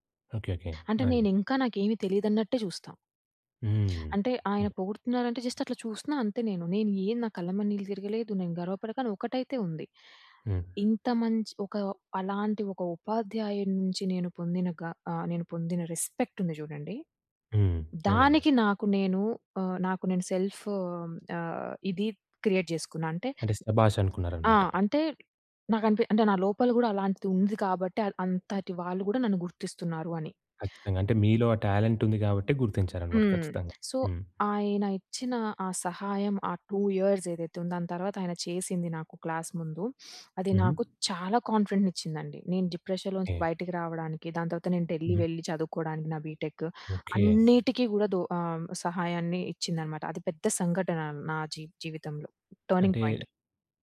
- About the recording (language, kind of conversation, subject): Telugu, podcast, మీకు నిజంగా సహాయమిచ్చిన ఒక సంఘటనను చెప్పగలరా?
- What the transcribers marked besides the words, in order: in English: "జస్ట్"; tapping; in English: "రెస్పెక్ట్"; in English: "సెల్ఫ్"; in English: "క్రియేట్"; in English: "టాలెంట్"; in English: "సో"; in English: "టూ ఇయర్స్"; in English: "క్లాస్"; in English: "కాన్ఫిడెంట్‌ని"; in English: "డిప్రెషన్‌లో"; in English: "టర్నింగ్ పాయింట్"